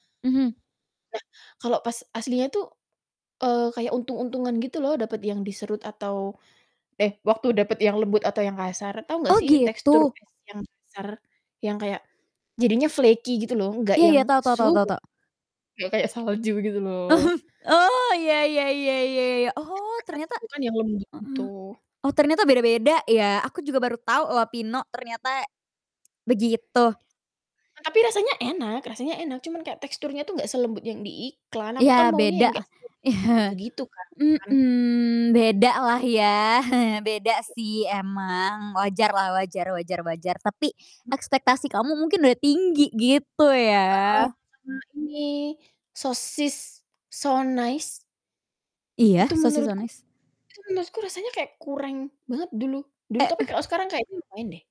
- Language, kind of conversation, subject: Indonesian, podcast, Kalau kamu mengingat iklan makanan waktu kecil, iklan apa yang paling bikin ngiler?
- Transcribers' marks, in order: in English: "flaky"; other noise; distorted speech; other background noise; laughing while speaking: "Ya"; chuckle; chuckle